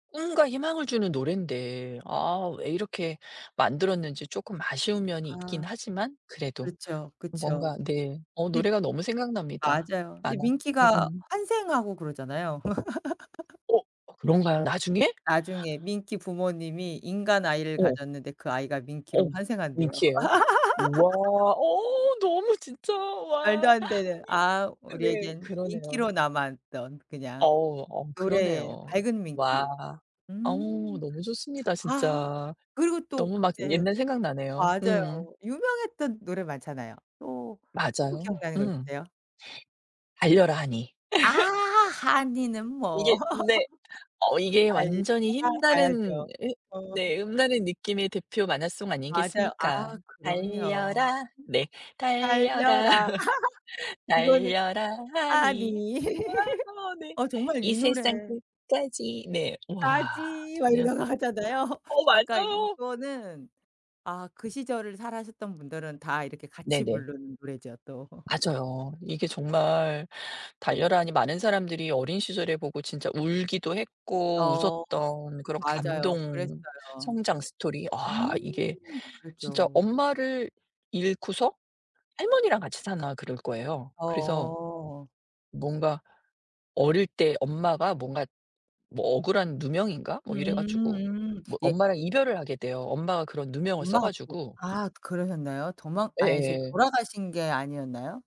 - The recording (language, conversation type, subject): Korean, podcast, 어릴 때 들었던 노래 중에서 아직도 가장 먼저 떠오르는 곡이 있으신가요?
- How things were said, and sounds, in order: tapping; other background noise; laugh; laugh; laugh; laugh; unintelligible speech; singing: "달려라 네 달려라, 달려라 하니. 아 네. 이 세상 끝까지"; singing: "달려라 이거는 하니"; laugh; laughing while speaking: "달려라, 달려라 하니. 아 네"; laughing while speaking: "하니"; laugh; singing: "까지"; laughing while speaking: "막 이러면서 하잖아요"; laugh